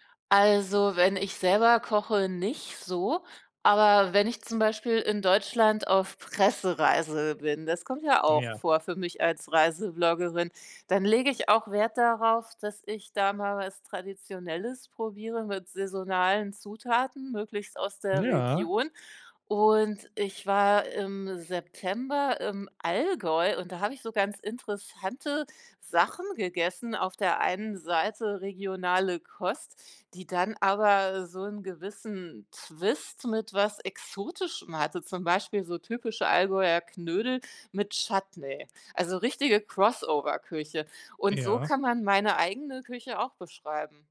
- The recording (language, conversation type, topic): German, podcast, Wie prägt deine Herkunft deine Essgewohnheiten?
- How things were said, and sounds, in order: none